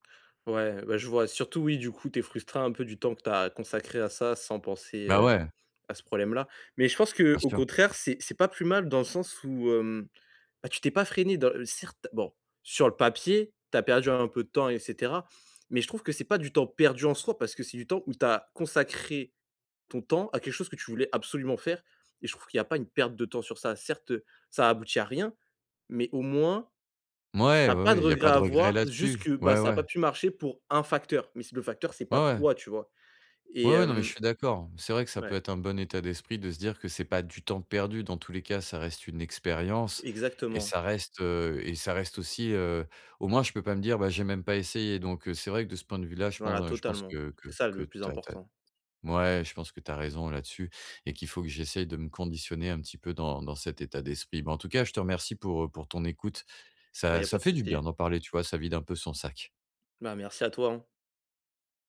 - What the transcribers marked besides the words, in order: tapping
- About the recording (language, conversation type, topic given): French, advice, Comment gérer la culpabilité après avoir fait une erreur ?
- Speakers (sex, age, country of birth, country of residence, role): male, 20-24, France, France, advisor; male, 45-49, France, France, user